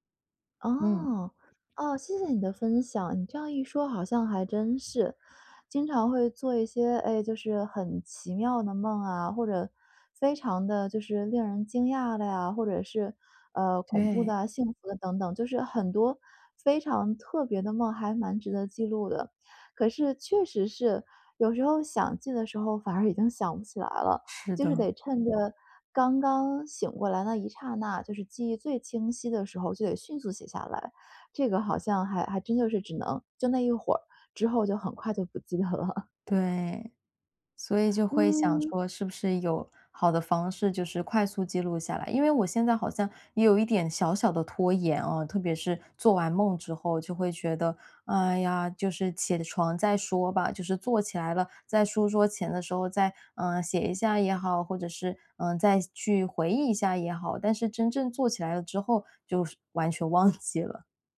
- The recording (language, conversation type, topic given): Chinese, advice, 你怎样才能养成定期收集灵感的习惯？
- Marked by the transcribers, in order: laughing while speaking: "记得了"; laugh; laughing while speaking: "忘"